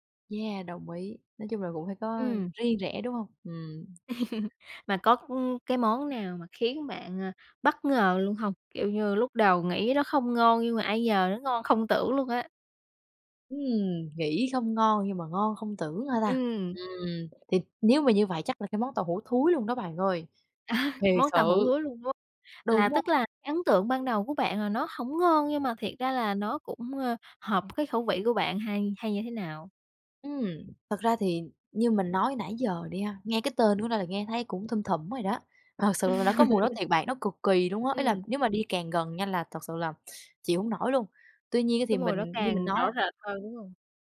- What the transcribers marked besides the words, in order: other background noise; laugh; tapping; laugh; laugh; other noise
- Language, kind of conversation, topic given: Vietnamese, podcast, Bạn thay đổi thói quen ăn uống thế nào khi đi xa?